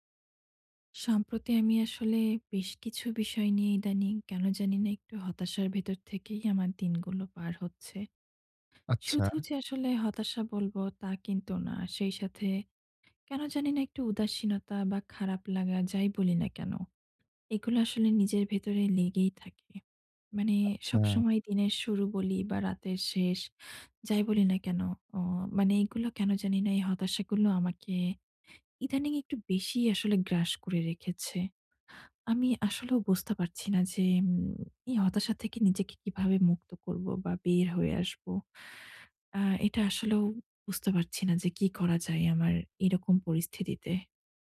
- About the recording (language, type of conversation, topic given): Bengali, advice, অন্যদের সঙ্গে নিজেকে তুলনা না করে আমি কীভাবে আত্মসম্মান বজায় রাখতে পারি?
- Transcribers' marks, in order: other background noise